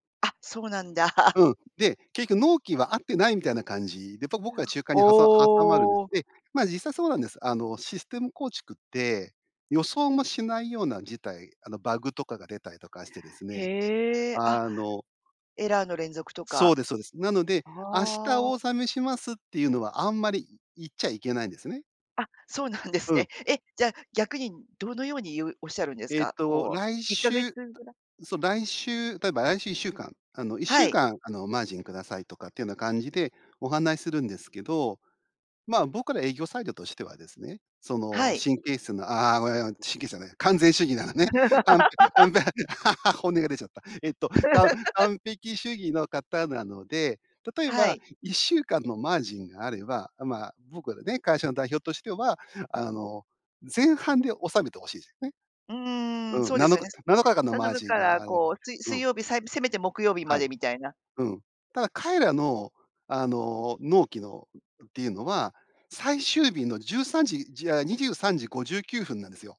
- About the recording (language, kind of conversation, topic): Japanese, podcast, 完璧主義とどう付き合っていますか？
- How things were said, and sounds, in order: chuckle; other noise; laugh; laughing while speaking: "なのね、かん かんぺ"; laugh; tapping